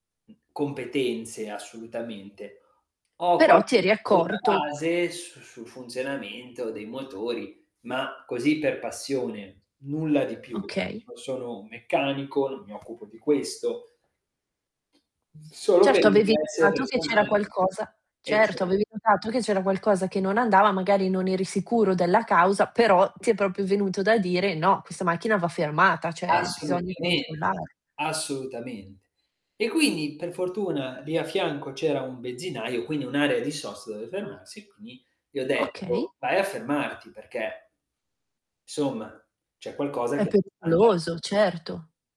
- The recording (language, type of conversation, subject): Italian, podcast, Qual è un gesto gentile che non riesci a dimenticare?
- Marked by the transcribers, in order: other background noise; background speech; distorted speech; unintelligible speech; tapping; "cioè" said as "ceh"